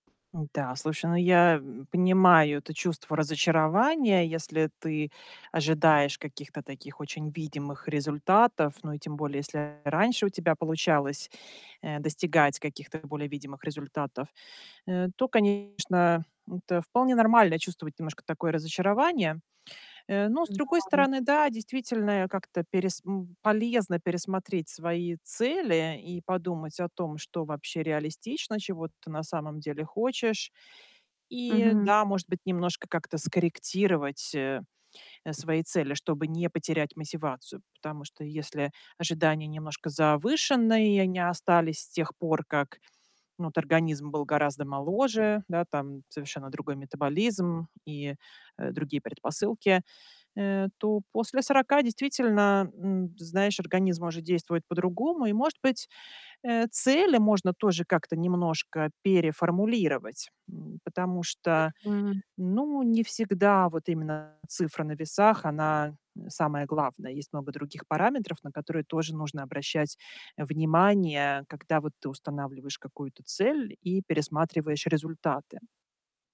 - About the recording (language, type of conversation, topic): Russian, advice, Как вы переживаете застой в прогрессе и разочарование из-за отсутствия результатов?
- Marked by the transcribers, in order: distorted speech; static; tapping